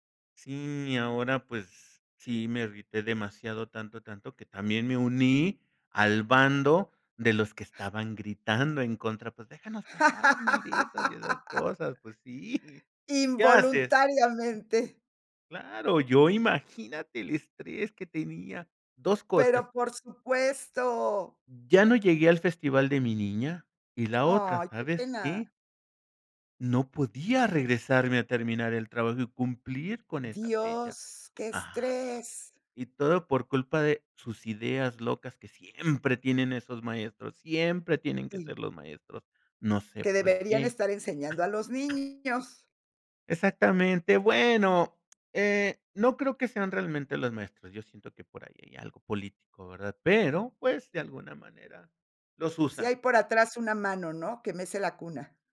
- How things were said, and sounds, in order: other background noise; laugh; laughing while speaking: "sí"; tapping
- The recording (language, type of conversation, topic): Spanish, podcast, ¿Qué te lleva a priorizar a tu familia sobre el trabajo, o al revés?